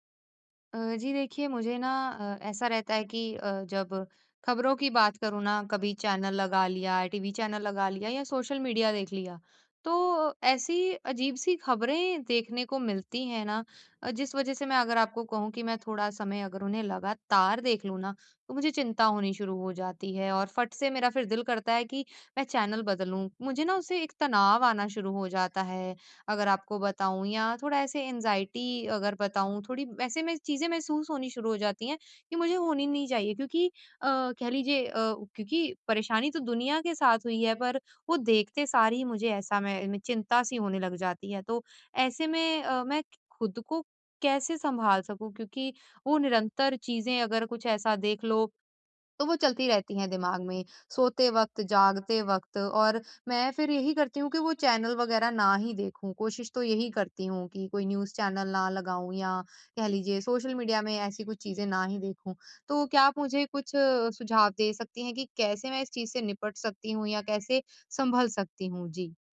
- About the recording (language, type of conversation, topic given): Hindi, advice, दुनिया की खबरों से होने वाली चिंता को मैं कैसे संभालूँ?
- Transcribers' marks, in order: in English: "एंग्जायटी"; other background noise; in English: "न्यूज़"